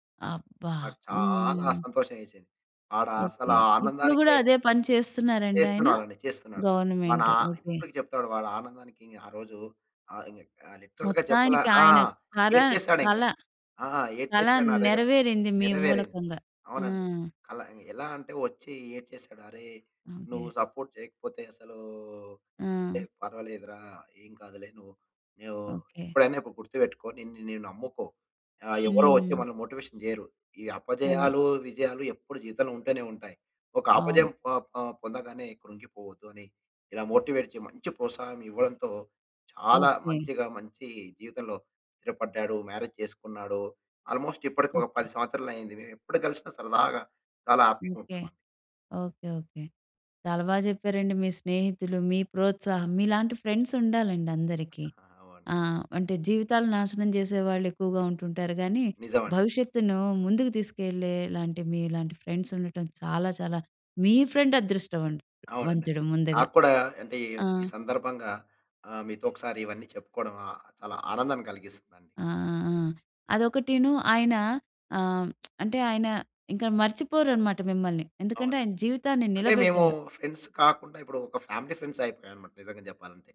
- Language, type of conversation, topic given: Telugu, podcast, ప్రోత్సాహం తగ్గిన సభ్యుడిని మీరు ఎలా ప్రేరేపిస్తారు?
- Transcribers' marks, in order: in English: "గవర్నమెంట్"; in English: "లిట్రల్‌గా"; in English: "సపోర్ట్"; horn; in English: "మోటివేషన్"; in English: "మోటివేట్"; in English: "మ్యారేజ్"; in English: "ఆల్‌మో‌స్ట్"; in English: "హ్యాపీగా"; in English: "ఫ్రెండ్స్"; other background noise; in English: "ఫ్రెండ్స్"; in English: "ఫ్రెండ్"; tapping; lip smack; in English: "ఫ్రెండ్స్"; in English: "ఫ్యామిలీ"